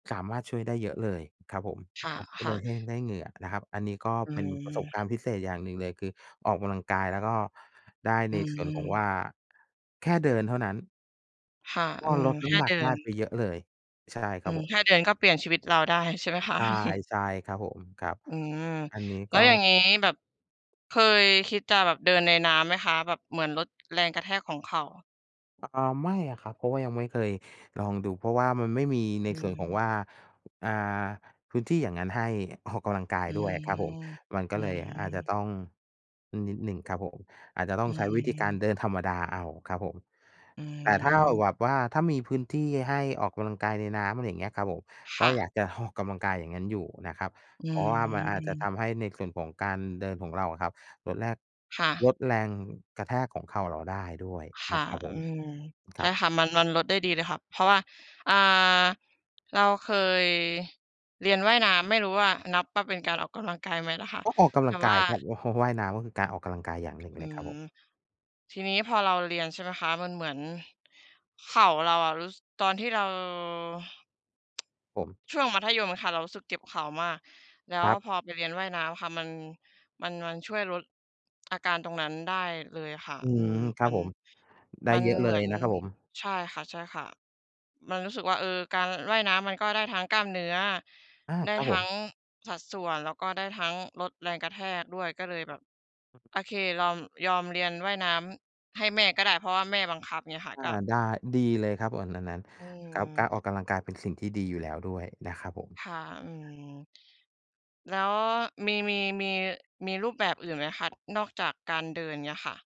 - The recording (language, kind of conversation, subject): Thai, unstructured, ถ้าคุณมีเวลาว่าง คุณชอบออกกำลังกายแบบไหนมากที่สุด?
- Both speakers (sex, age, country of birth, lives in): female, 25-29, Thailand, Thailand; male, 45-49, Thailand, Thailand
- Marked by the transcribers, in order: chuckle; laughing while speaking: "ออก"; other background noise; tapping; tsk